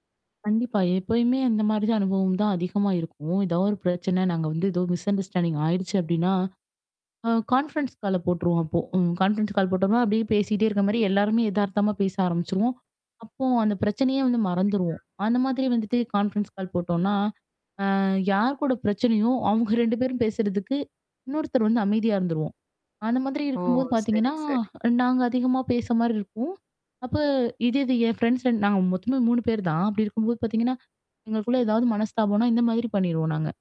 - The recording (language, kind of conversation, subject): Tamil, podcast, நீண்ட இடைவெளிக்குப் பிறகு நண்பர்களை மீண்டும் தொடர்புகொள்ள எந்த அணுகுமுறை சிறந்தது?
- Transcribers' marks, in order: static; in English: "மிஸ்அண்டர்ஸ்டாண்டிங்"; in English: "கான்ஃபரன்ஸ் கால"; in English: "கான்ஃபரன்ஸ் கால்"; distorted speech; other background noise; in English: "கான்ஃபரன்ஸ் கால்"; other noise